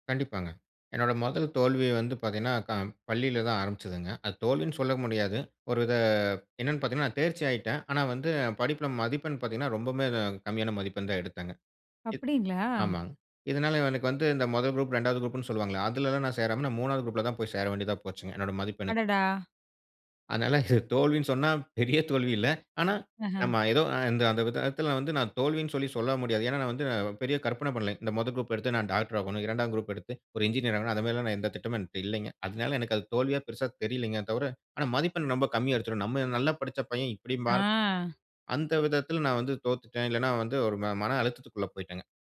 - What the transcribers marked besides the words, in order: drawn out: "வித"; "ரொம்பவே" said as "ரொம்பமே"; surprised: "அப்படிங்களா?"; laughing while speaking: "இத"
- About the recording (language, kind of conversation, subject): Tamil, podcast, மாற்றத்தில் தோல்வி ஏற்பட்டால் நீங்கள் மீண்டும் எப்படித் தொடங்குகிறீர்கள்?